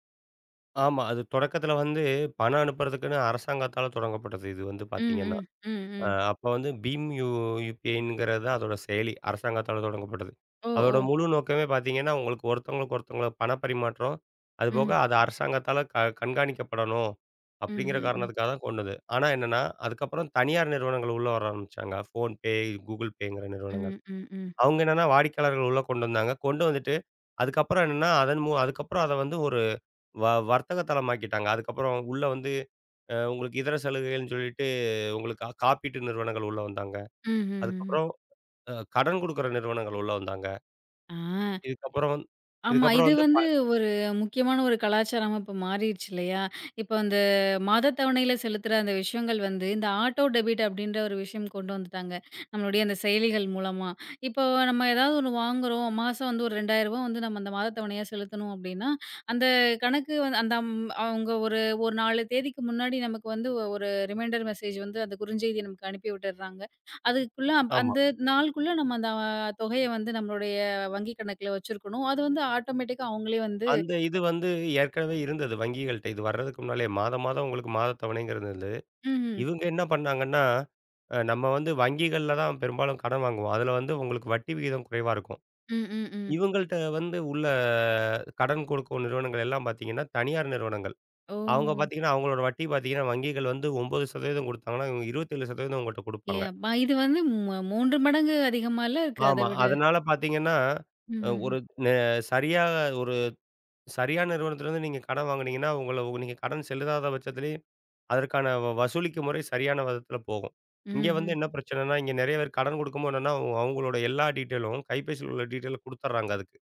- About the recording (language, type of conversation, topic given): Tamil, podcast, பணத்தைப் பயன்படுத்தாமல் செய்யும் மின்னணு பணப்பரிமாற்றங்கள் உங்கள் நாளாந்த வாழ்க்கையின் ஒரு பகுதியாக எப்போது, எப்படித் தொடங்கின?
- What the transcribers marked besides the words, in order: other background noise; tapping; in English: "ஆட்டோ டெபிட்"; in English: "ரீமைண்டர் மெஸேஜ்"; in English: "ஆட்டோமேட்டிக்கா"; "விதத்துல" said as "வதத்துல"; in English: "டீட்டெய்லும்"; in English: "டீட்டெய்லும்"